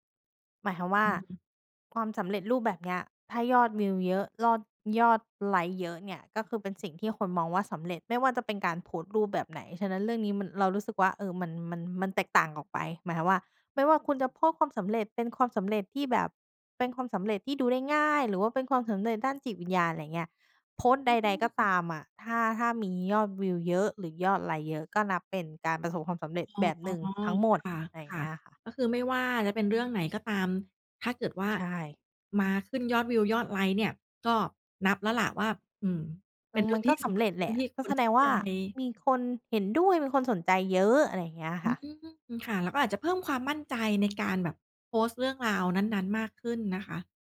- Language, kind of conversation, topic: Thai, podcast, สังคมออนไลน์เปลี่ยนความหมายของความสำเร็จอย่างไรบ้าง?
- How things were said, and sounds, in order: tapping; other background noise